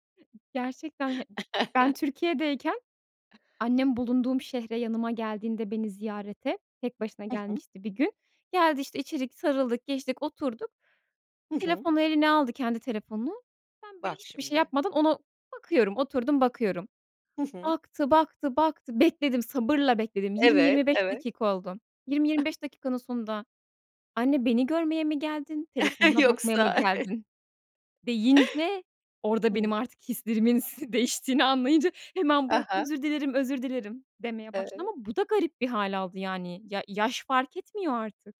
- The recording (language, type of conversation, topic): Turkish, podcast, Telefonu masadan kaldırmak buluşmaları nasıl etkiler, sence?
- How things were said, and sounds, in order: other noise; chuckle; other background noise; chuckle; laughing while speaking: "Yoksa"